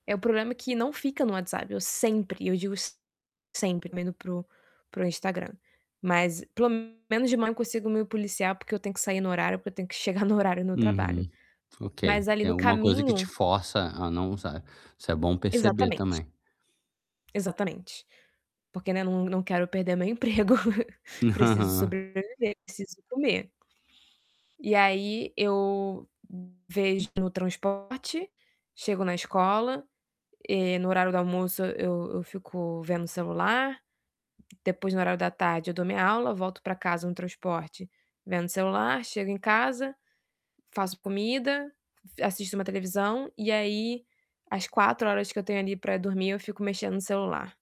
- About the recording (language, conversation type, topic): Portuguese, advice, Como posso reduzir aplicativos e notificações desnecessárias no meu telefone?
- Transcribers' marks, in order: distorted speech; laughing while speaking: "chegar"; static; laughing while speaking: "emprego"; laughing while speaking: "Aham"; tapping